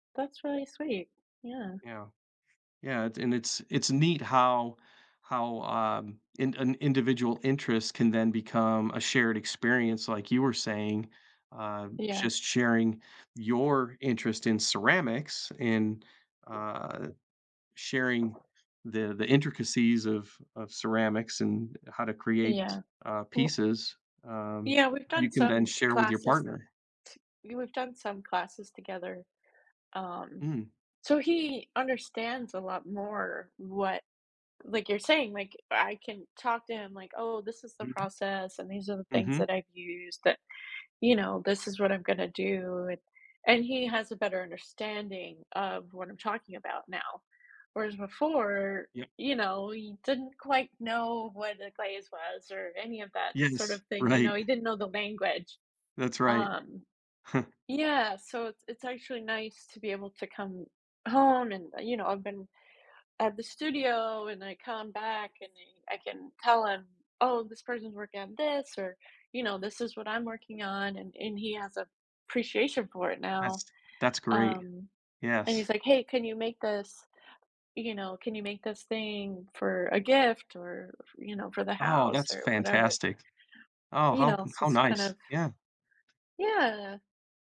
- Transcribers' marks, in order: other background noise; tapping; other noise; laughing while speaking: "right"; chuckle
- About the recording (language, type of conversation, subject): English, unstructured, How can couples find a healthy balance between spending time together and pursuing their own interests?